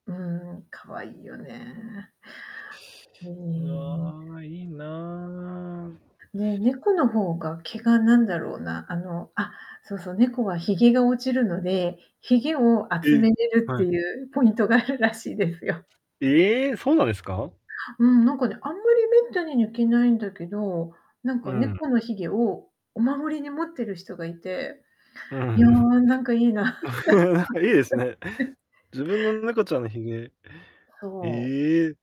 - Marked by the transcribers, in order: static; other background noise; laughing while speaking: "ポイントがあるらしいですよ"; laughing while speaking: "うん。なんかいいですね"; laugh; distorted speech
- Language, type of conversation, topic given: Japanese, unstructured, 猫と犬では、どちらが好きですか？その理由は何ですか？